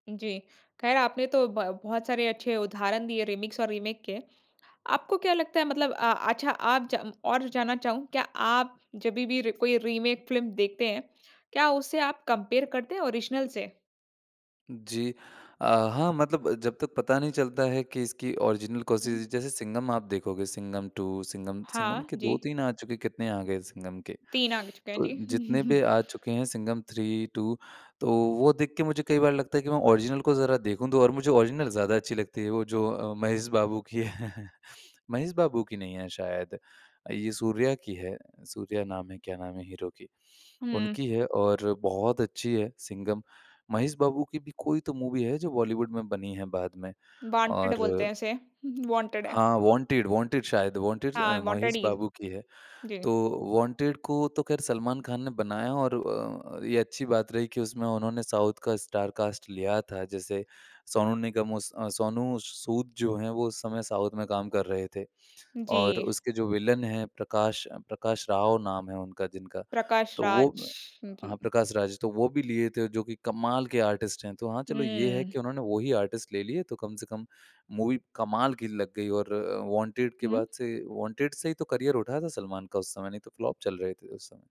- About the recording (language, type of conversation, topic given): Hindi, podcast, रीमिक्स और रीमेक के बारे में आप क्या सोचते हैं?
- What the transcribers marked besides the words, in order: in English: "रीमिक्स"; in English: "रीमेक"; in English: "रीमेक"; in English: "कंपेयर"; in English: "ओरिजिनल"; in English: "ओरिजिनल"; chuckle; in English: "ओरिजिनल"; in English: "ओरिजिनल"; chuckle; in English: "मूवी"; in English: "साउथ"; in English: "स्टार कास्ट"; in English: "साउथ"; in English: "आर्टिस्ट"; in English: "आर्टिस्ट"; in English: "मूवी"; in English: "फ्लॉप"